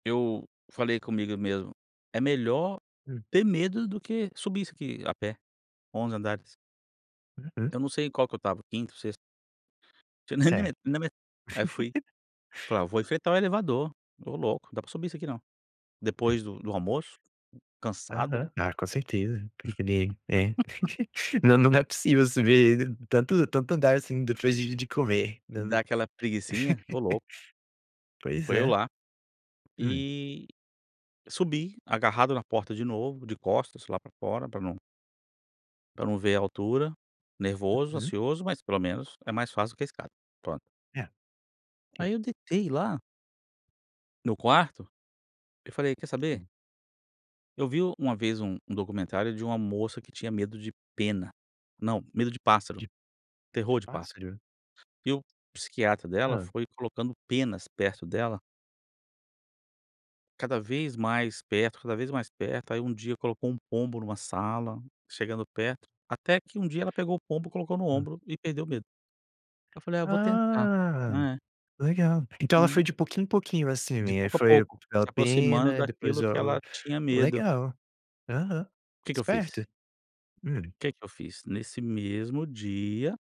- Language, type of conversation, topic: Portuguese, podcast, Qual foi um medo que você conseguiu superar?
- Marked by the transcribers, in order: unintelligible speech; laugh; laugh; chuckle; laughing while speaking: "Não, não é possível subir … de comer, não"; tapping; drawn out: "Ah"